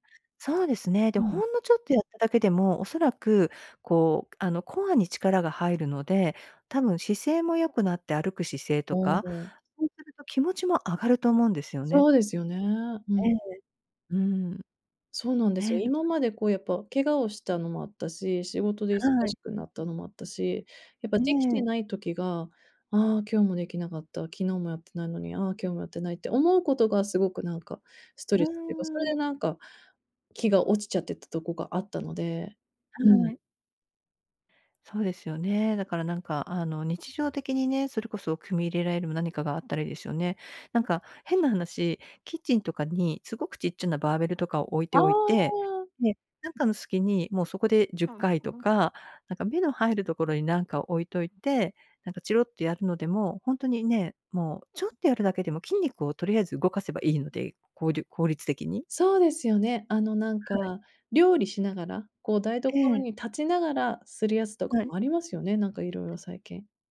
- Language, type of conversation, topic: Japanese, advice, 小さな習慣を積み重ねて、理想の自分になるにはどう始めればよいですか？
- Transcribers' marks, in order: unintelligible speech; background speech